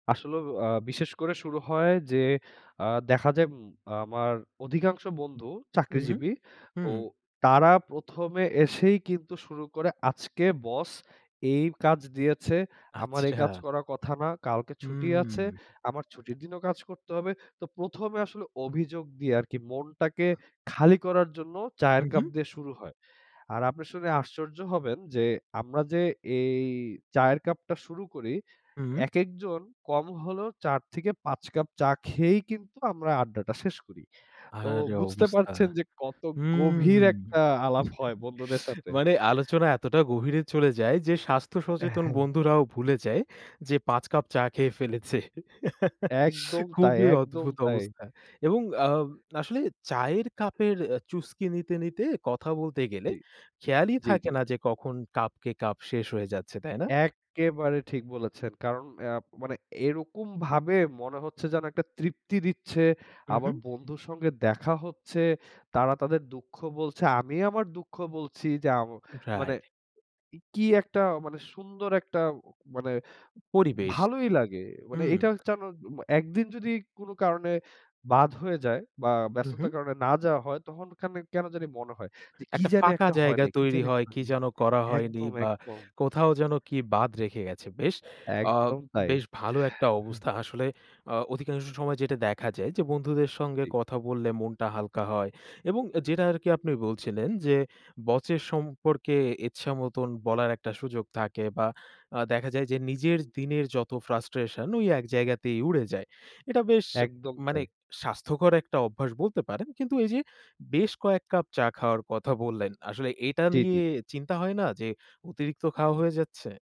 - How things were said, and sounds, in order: drawn out: "হুম"; drawn out: "হুম"; chuckle; laugh; other noise; other background noise
- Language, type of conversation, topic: Bengali, podcast, চায়ের আড্ডা কেন আমাদের সম্পর্ক গড়ে তুলতে সাহায্য করে?